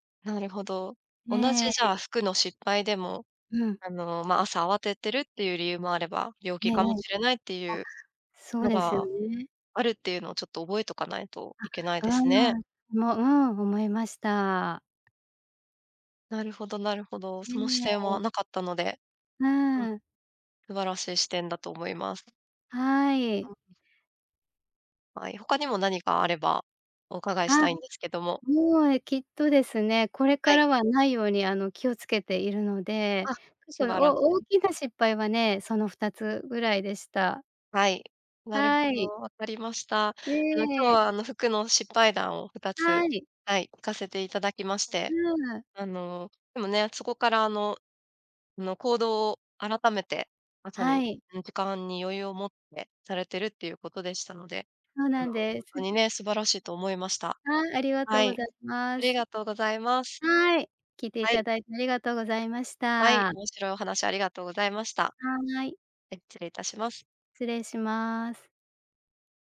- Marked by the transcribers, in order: other noise
- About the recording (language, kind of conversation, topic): Japanese, podcast, 服の失敗談、何かある？